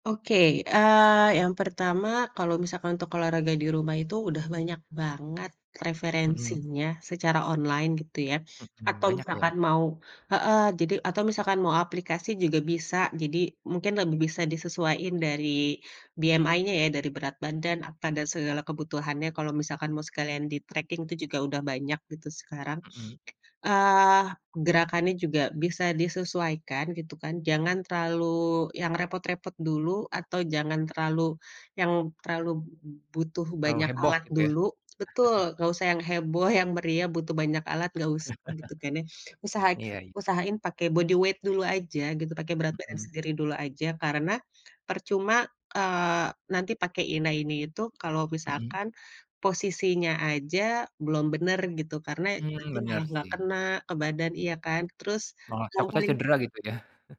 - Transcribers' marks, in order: in English: "BMI-nya"; in English: "di-tracking"; other background noise; chuckle; laugh; in English: "body weight"; chuckle
- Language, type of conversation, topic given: Indonesian, podcast, Apa momen paling berkesan dari hobimu?